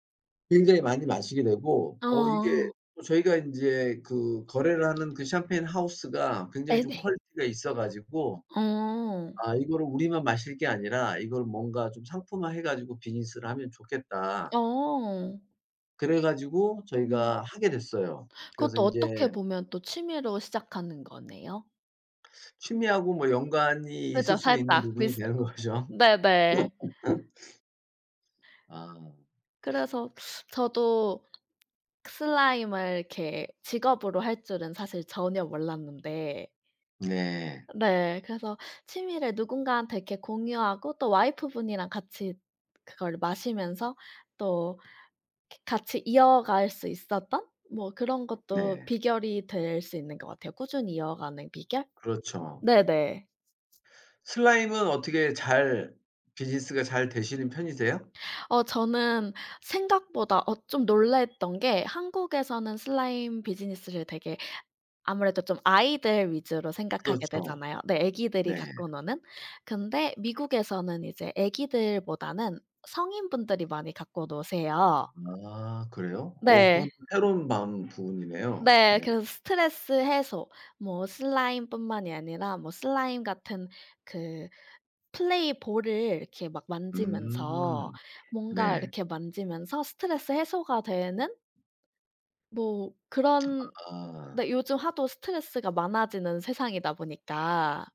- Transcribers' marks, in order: tapping; other background noise; other noise; laughing while speaking: "되는거죠"; laugh
- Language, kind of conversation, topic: Korean, unstructured, 취미를 시작하려는 사람에게 어떤 조언을 해주고 싶으신가요?
- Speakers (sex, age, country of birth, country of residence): female, 25-29, South Korea, Germany; male, 55-59, South Korea, France